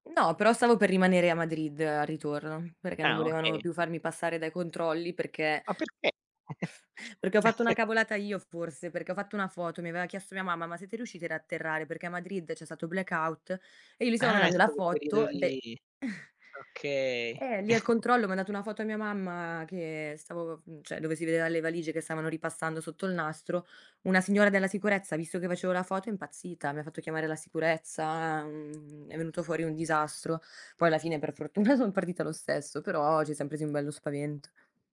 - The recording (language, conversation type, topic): Italian, unstructured, Che cosa ti fa arrabbiare negli aeroporti affollati?
- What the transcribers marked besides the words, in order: chuckle; other noise; chuckle; laughing while speaking: "fortuna"